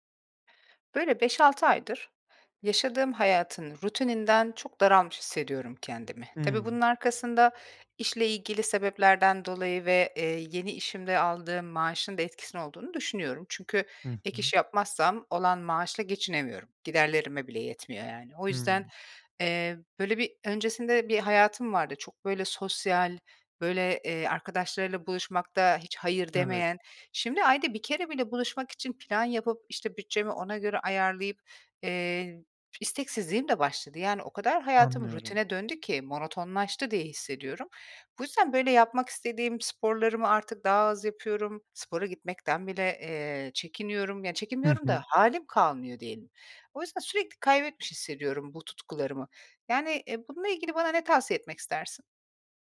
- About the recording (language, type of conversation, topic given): Turkish, advice, Rutin hayatın monotonluğu yüzünden tutkularını kaybetmiş gibi mi hissediyorsun?
- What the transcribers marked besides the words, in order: other background noise